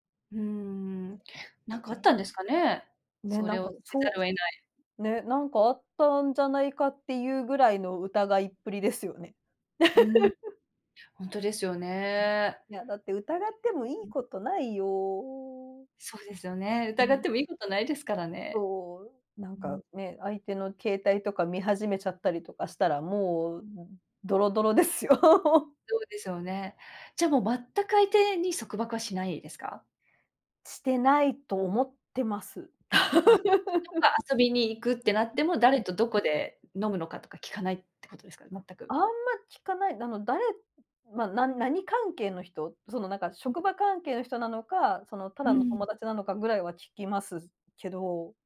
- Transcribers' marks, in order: other background noise; laugh; laughing while speaking: "ですよ"; laugh; laugh
- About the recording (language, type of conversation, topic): Japanese, unstructured, 恋人に束縛されるのは嫌ですか？